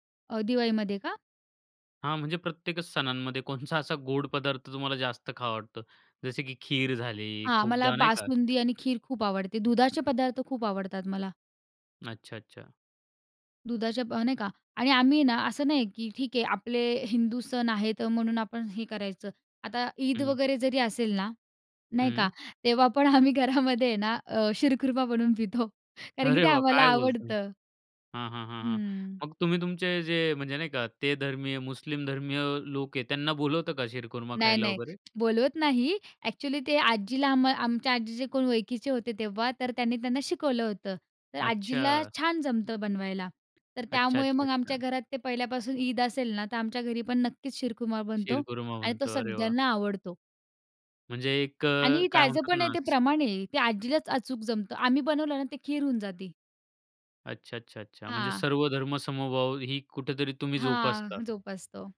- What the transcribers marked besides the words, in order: laughing while speaking: "कोणचा असा"; joyful: "तेव्हा पण आम्ही घरामध्ये आहे … ते आम्हाला आवडतं"; surprised: "अरे वाह! काय बोलताय?"; tapping; in English: "ॲक्चुअली"
- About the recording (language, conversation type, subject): Marathi, podcast, सणासाठी मेन्यू कसा ठरवता, काही नियम आहेत का?